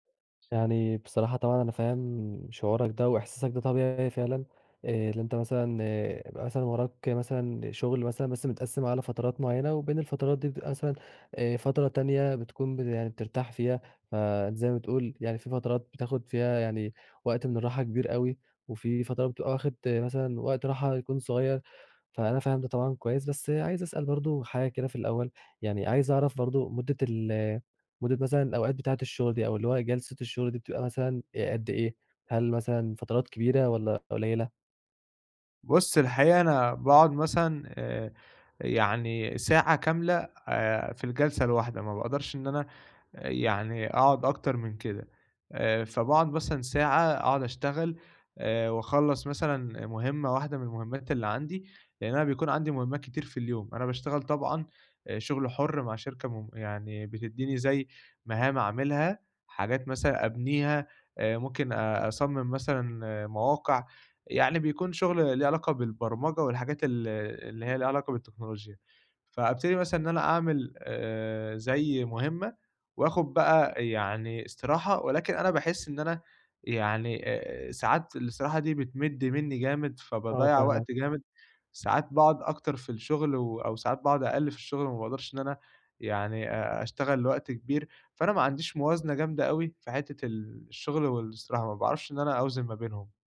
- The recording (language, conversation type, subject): Arabic, advice, إزاي أوازن بين فترات الشغل المكثّف والاستراحات اللي بتجدّد طاقتي طول اليوم؟
- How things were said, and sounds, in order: other background noise; tapping